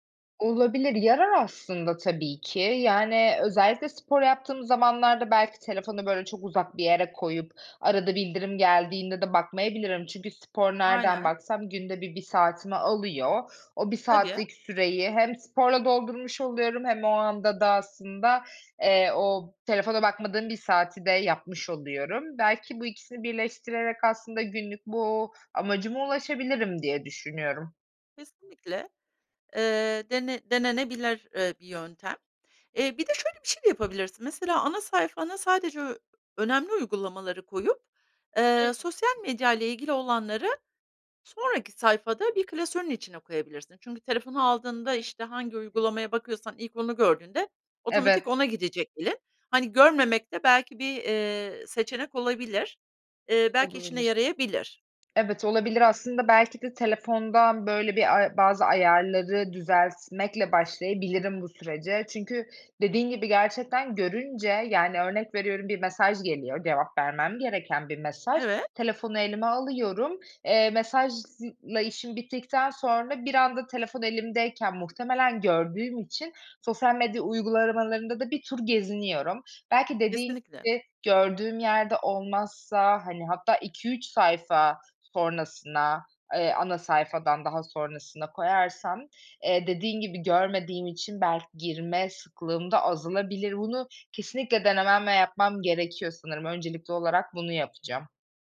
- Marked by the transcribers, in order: other background noise
- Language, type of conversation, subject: Turkish, advice, Sosyal medya ve telefon yüzünden dikkatimin sürekli dağılmasını nasıl önleyebilirim?